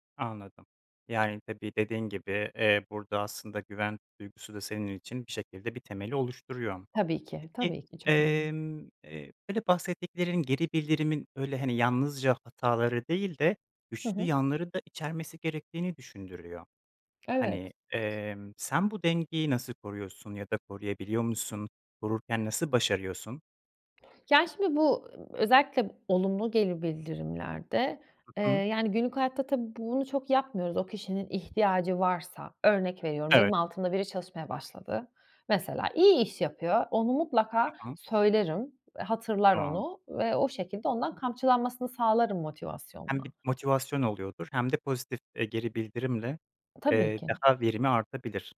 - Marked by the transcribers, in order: other background noise
- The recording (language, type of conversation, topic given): Turkish, podcast, Geri bildirim verirken nelere dikkat edersin?